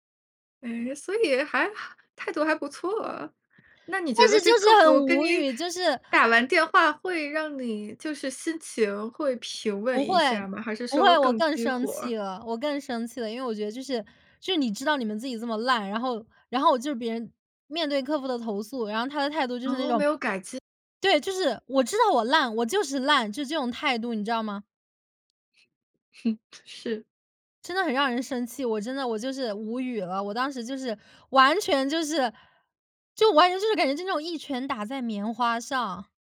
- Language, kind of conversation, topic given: Chinese, podcast, 你有没有遇到过网络诈骗，你是怎么处理的？
- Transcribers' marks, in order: chuckle